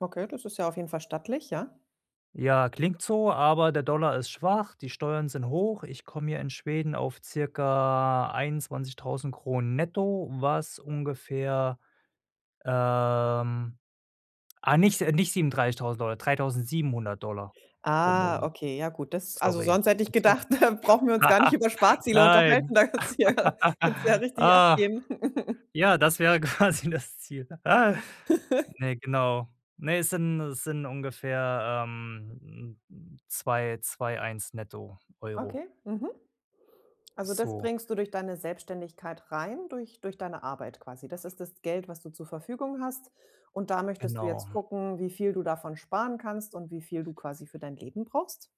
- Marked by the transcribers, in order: chuckle; laughing while speaking: "da kannst du ja"; laugh; giggle; laughing while speaking: "Nein, ah"; laugh; laughing while speaking: "quasi"; laugh
- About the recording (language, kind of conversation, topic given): German, advice, Wie kann ich meine Sparziele erreichen, ohne im Alltag auf kleine Freuden zu verzichten?